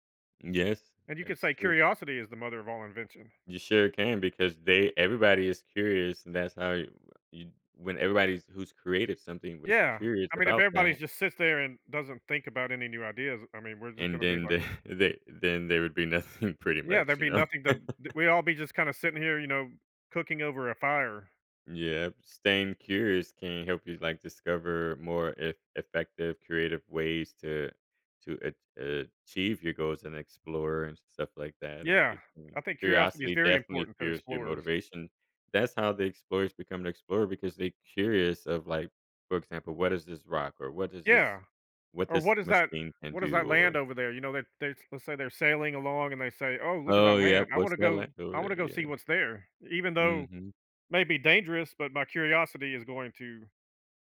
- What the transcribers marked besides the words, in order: laughing while speaking: "the"; laughing while speaking: "nothing"; laughing while speaking: "know?"
- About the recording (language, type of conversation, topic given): English, unstructured, What can explorers' perseverance teach us?